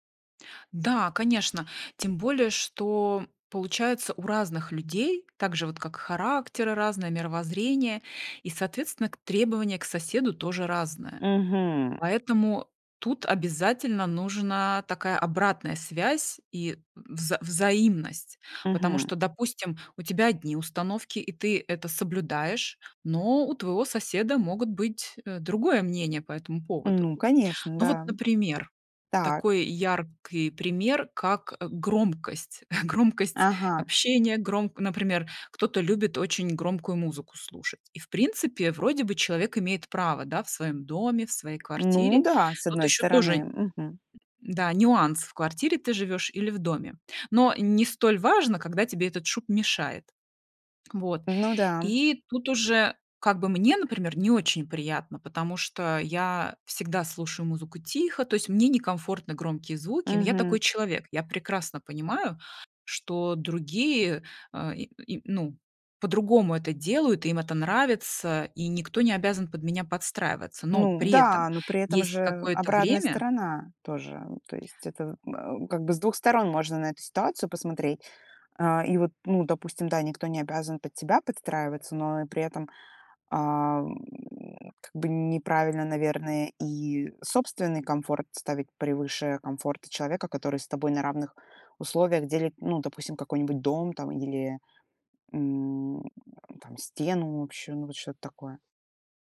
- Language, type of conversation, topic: Russian, podcast, Что, по‑твоему, значит быть хорошим соседом?
- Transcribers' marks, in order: tapping; chuckle